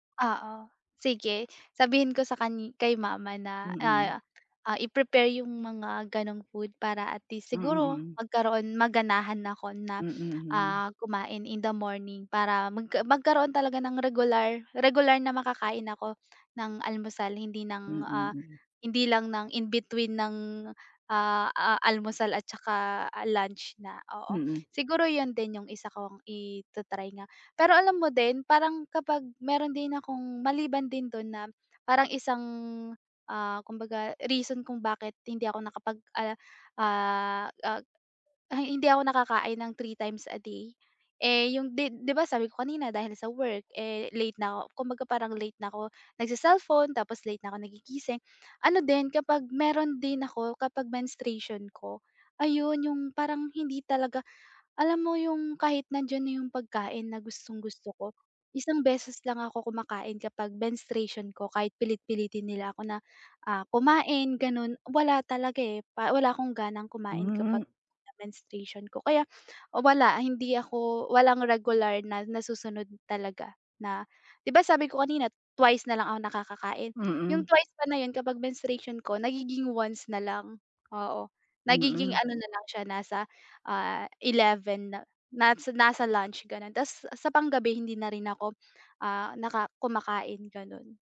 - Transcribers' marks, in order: tapping; other background noise
- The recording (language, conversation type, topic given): Filipino, advice, Paano ako makakapagplano ng oras para makakain nang regular?